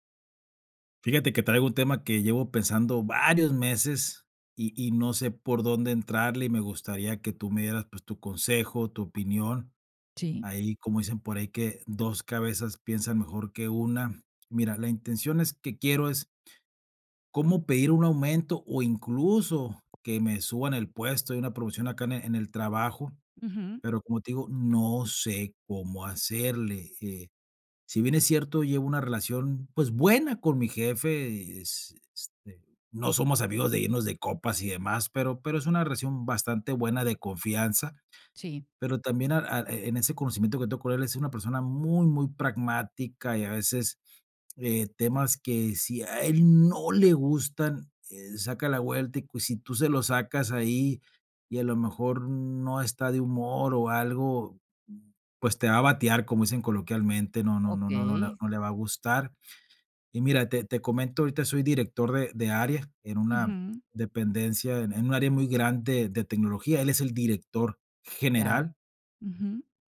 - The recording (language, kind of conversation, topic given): Spanish, advice, ¿Cómo puedo pedir un aumento o una promoción en el trabajo?
- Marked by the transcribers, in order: other background noise